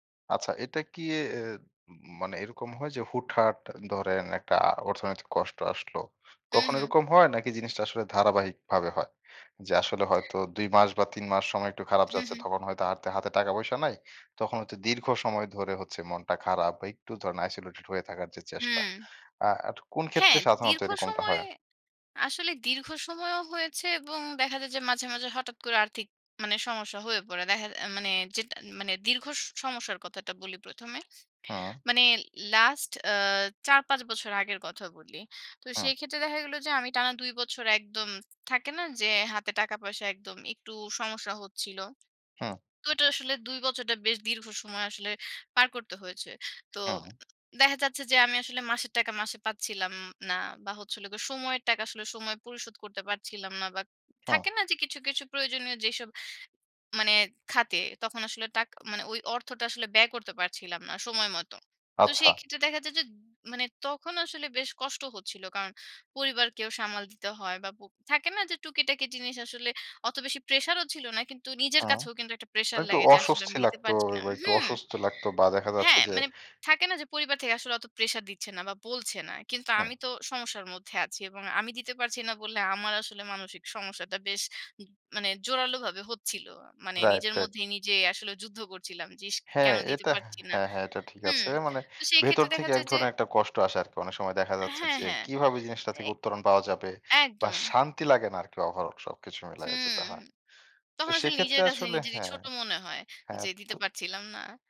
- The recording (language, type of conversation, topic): Bengali, podcast, আর্থিক কষ্টে মানসিকভাবে টিকে থাকতে কী করো?
- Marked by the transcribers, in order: in English: "isolated"; tapping; "বছরটা" said as "বছরডা"; unintelligible speech; in English: "overall"